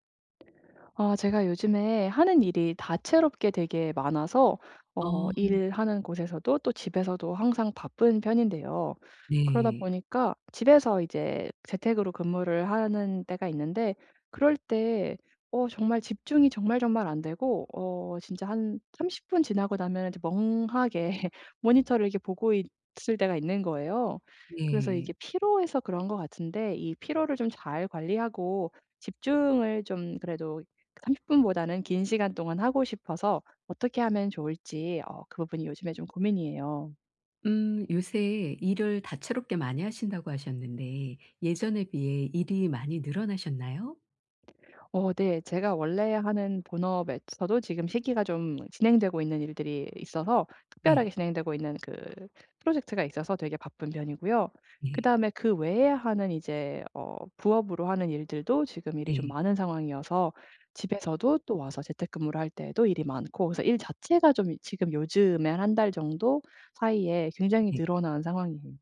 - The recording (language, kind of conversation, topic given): Korean, advice, 긴 작업 시간 동안 피로를 관리하고 에너지를 유지하기 위한 회복 루틴을 어떻게 만들 수 있을까요?
- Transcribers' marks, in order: laughing while speaking: "멍하게"